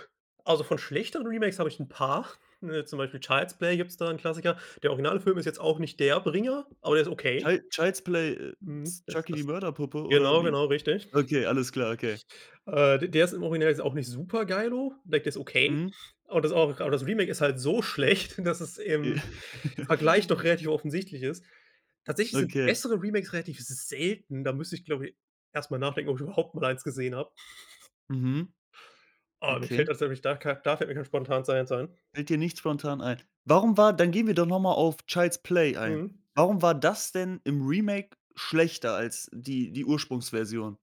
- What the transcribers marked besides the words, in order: tapping; in English: "like"; unintelligible speech; chuckle; chuckle; unintelligible speech; other background noise
- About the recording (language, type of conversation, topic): German, podcast, Was macht für dich eine gute Filmgeschichte aus?